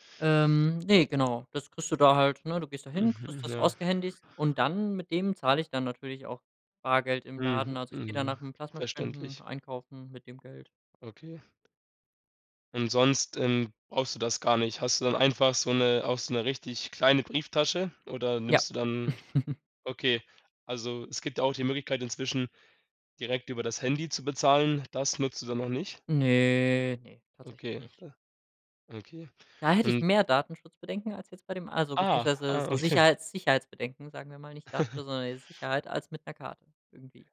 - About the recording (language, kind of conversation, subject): German, podcast, Wie findest du bargeldloses Bezahlen im Alltag?
- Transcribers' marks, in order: chuckle; drawn out: "Ne"; chuckle